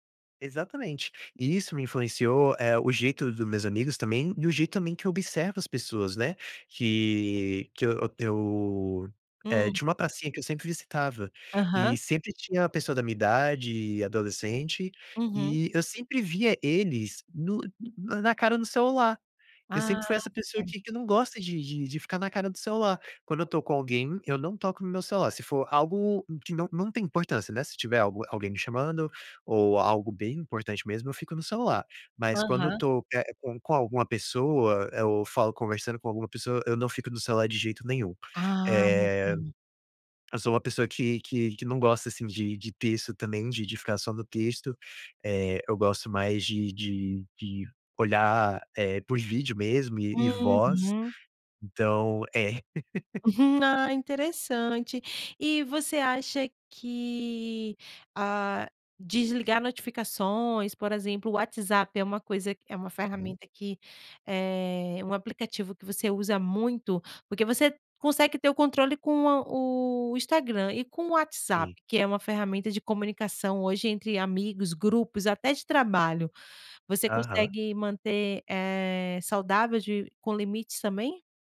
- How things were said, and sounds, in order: giggle; chuckle
- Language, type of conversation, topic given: Portuguese, podcast, Como você define limites saudáveis para o uso do celular no dia a dia?